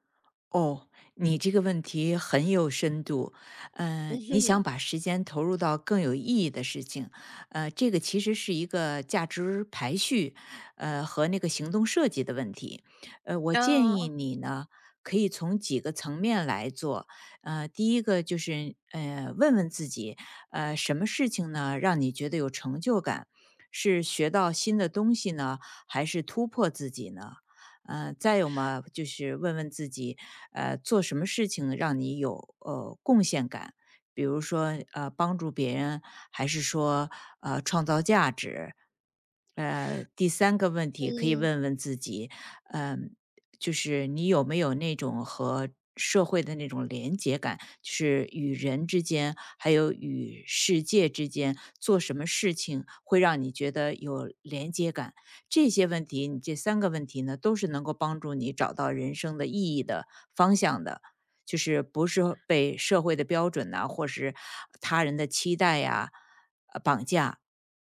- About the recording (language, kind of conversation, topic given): Chinese, advice, 我怎样才能把更多时间投入到更有意义的事情上？
- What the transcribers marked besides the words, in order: chuckle; other background noise